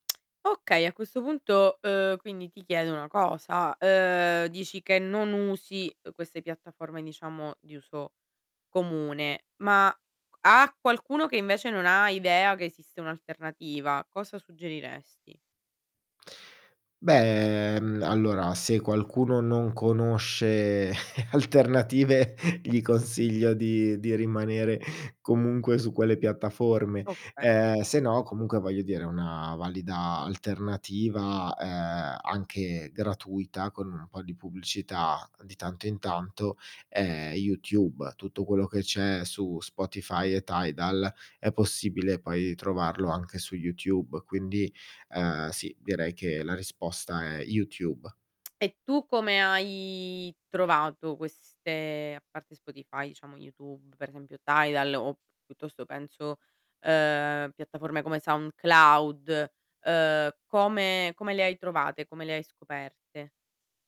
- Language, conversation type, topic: Italian, podcast, Come scegli la musica da inserire nella tua playlist?
- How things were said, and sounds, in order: tapping; static; laughing while speaking: "alternative"; other background noise; drawn out: "hai"; drawn out: "uhm"